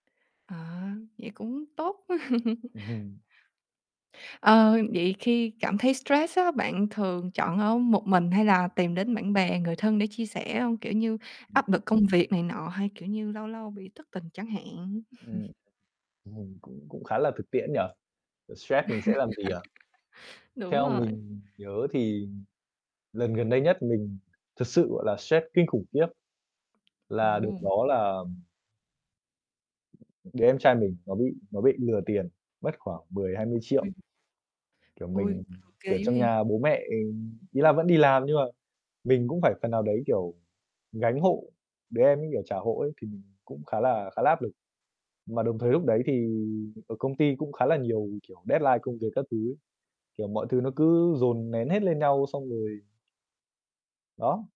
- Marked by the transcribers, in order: laugh; static; chuckle; laugh; other background noise; tapping; unintelligible speech; mechanical hum; unintelligible speech; other noise; in English: "deadline"
- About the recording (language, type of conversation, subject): Vietnamese, podcast, Bạn thường làm gì để giải tỏa căng thẳng mỗi ngày?